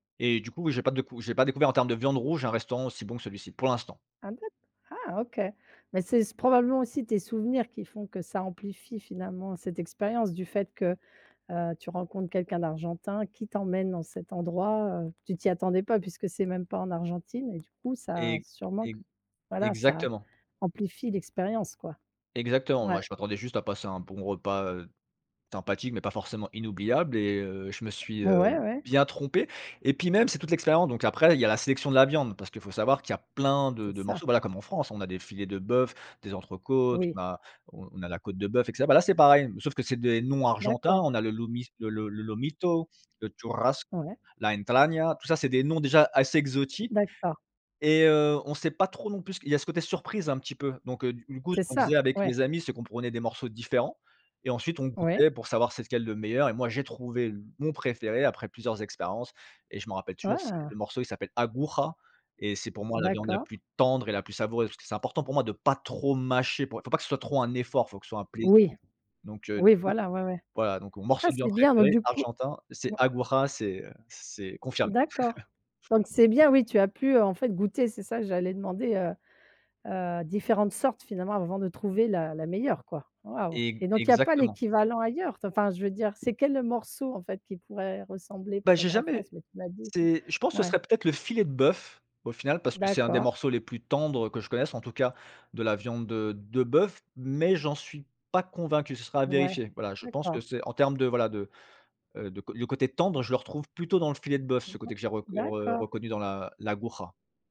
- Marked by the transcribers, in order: other noise; put-on voice: "Lomito"; put-on voice: "Churrasse"; put-on voice: "Entragna"; put-on voice: "Aguja"; stressed: "tendre"; in English: "Aguja"; chuckle; in English: "l'A l'Aguja"
- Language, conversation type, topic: French, podcast, Quel est le meilleur repas que tu aies jamais mangé ?